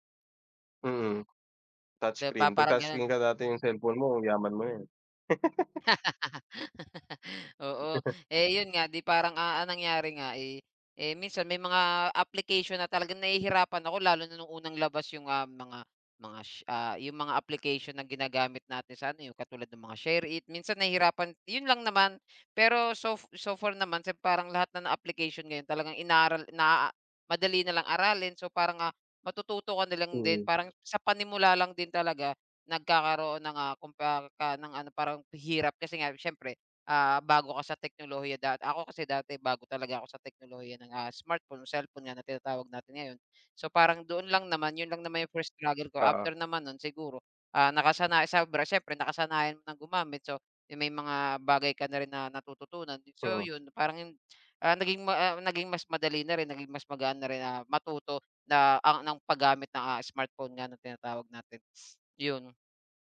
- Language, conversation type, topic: Filipino, unstructured, Ano ang naramdaman mo nang unang beses kang gumamit ng matalinong telepono?
- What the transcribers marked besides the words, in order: laugh; sniff